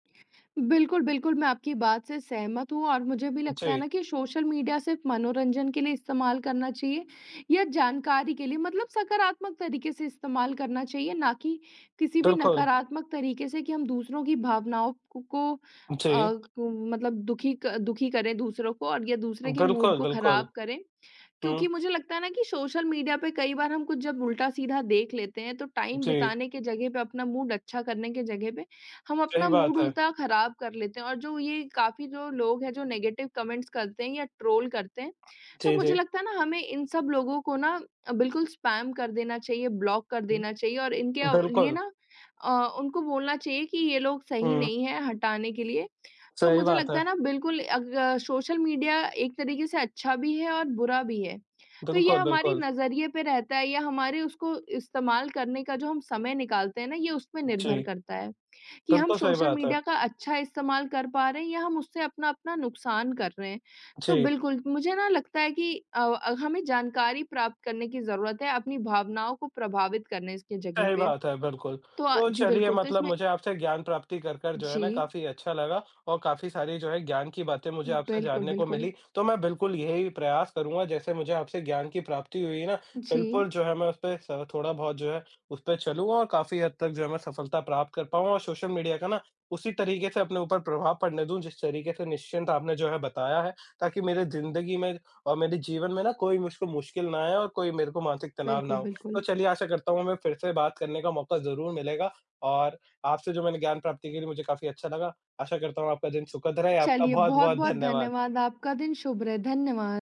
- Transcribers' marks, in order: in English: "मूड"; in English: "टाइम"; in English: "मूड"; in English: "मूड"; in English: "नेगेटिव कमेंट्स"; other background noise; in English: "ट्रोल"; tapping
- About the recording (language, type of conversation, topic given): Hindi, unstructured, क्या सोशल मीडिया आपकी भावनाओं को प्रभावित करता है?